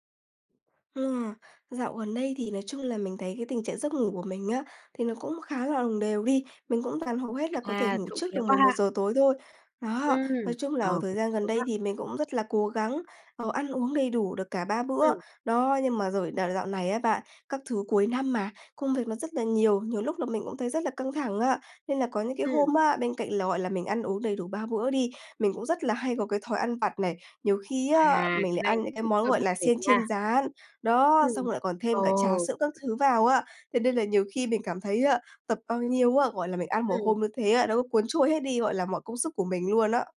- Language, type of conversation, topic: Vietnamese, advice, Tập nhiều nhưng không thấy tiến triển
- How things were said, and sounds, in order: other background noise; other noise